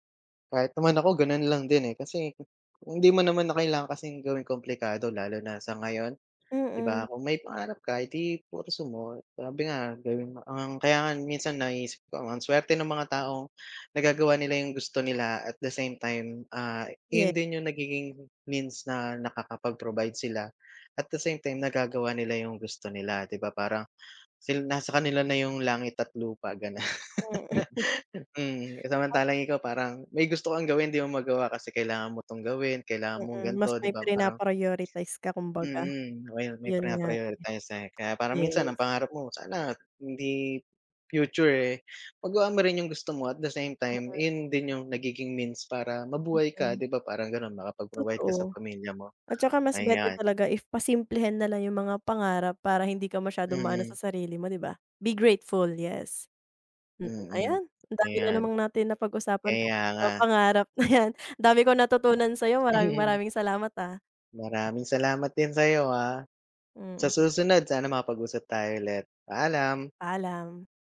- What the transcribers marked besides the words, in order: other noise; tapping; laughing while speaking: "gano'n"; laugh; unintelligible speech; other background noise; unintelligible speech; stressed: "pangarap"; in English: "Be grateful, yes"; laughing while speaking: "na 'yan"; unintelligible speech; chuckle
- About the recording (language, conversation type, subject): Filipino, unstructured, Ano ang gagawin mo kung kailangan mong ipaglaban ang pangarap mo?